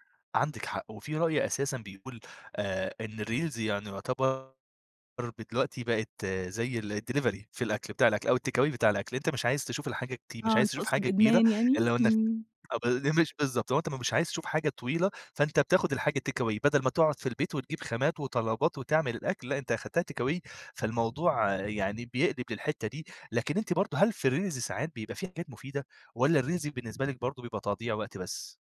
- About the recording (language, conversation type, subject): Arabic, podcast, إزاي بتحطوا حدود لاستخدام الموبايل في البيت؟
- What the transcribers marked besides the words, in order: in English: "الreels"; in English: "الdelivery"; in English: "الtakeaway"; unintelligible speech; other background noise; in English: "takeaway"; in English: "takeaway"; in English: "الreels"; in English: "الreels"